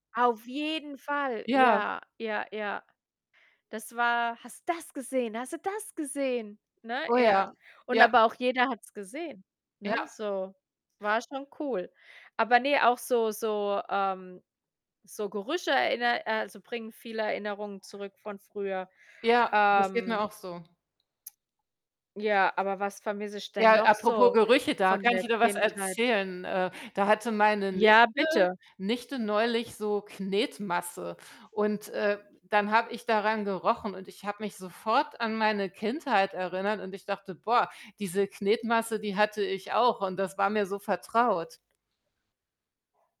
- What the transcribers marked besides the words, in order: put-on voice: "Hast du das gesehen? Hast du das gesehen?"; other background noise; distorted speech
- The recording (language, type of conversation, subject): German, unstructured, Was vermisst du an der Kultur deiner Kindheit?